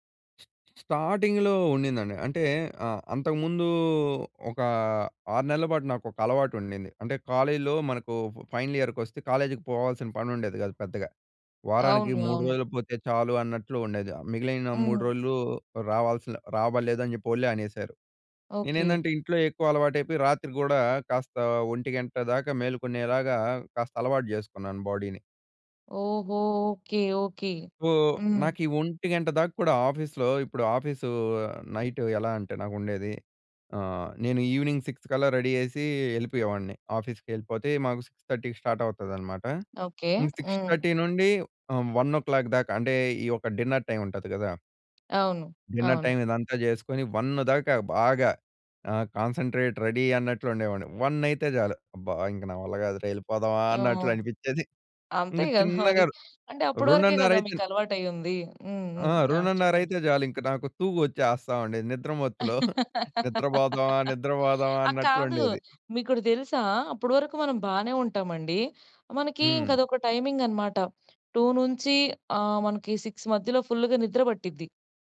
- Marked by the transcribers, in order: other background noise; in English: "స్టార్టింగ్‌లో"; in English: "కాలేజ్‌లో"; in English: "బాడీని"; in English: "సో"; in English: "ఆఫీస్‌లో"; in English: "ఈవినింగ్"; in English: "ఆఫీస్‌కి"; in English: "సిక్స్ థర్టీకి స్టార్ట్"; in English: "సిక్స్ థర్టీ"; in English: "వన్ ఒ క్లాక్"; in English: "డిన్నర్ టైమ్"; in English: "డిన్నర్ టైమ్"; in English: "వన్"; in English: "కాన్సంట్రేట్ రెడీ"; in English: "వన్"; giggle; laugh; giggle; in English: "టైమింగ్"; in English: "టూ"; in English: "సిక్స్"
- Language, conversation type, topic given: Telugu, podcast, రాత్రి పడుకునే ముందు మీ రాత్రి రొటీన్ ఎలా ఉంటుంది?